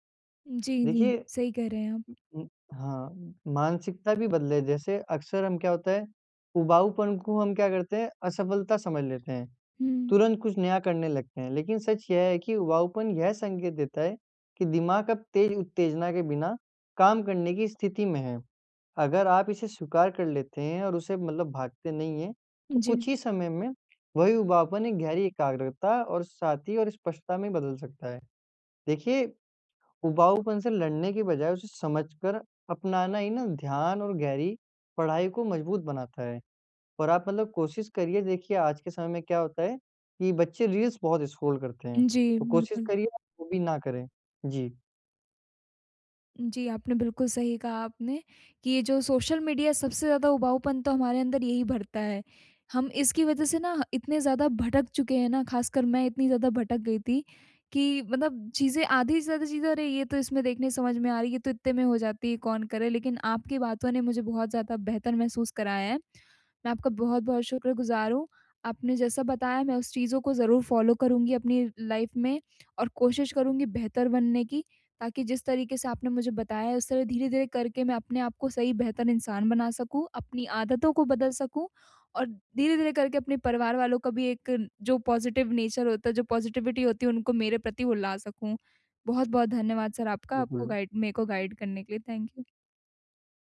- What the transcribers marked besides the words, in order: in English: "स्क्रॉल"; in English: "फॉलो"; in English: "लाइफ़"; in English: "पॉज़िटिव नेचर"; in English: "पॉज़िटिविटी"; in English: "सर"; in English: "गाइड"; in English: "गाइड"; in English: "थैंक यू"
- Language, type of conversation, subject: Hindi, advice, क्या उबाऊपन को अपनाकर मैं अपना ध्यान और गहरी पढ़ाई की क्षमता बेहतर कर सकता/सकती हूँ?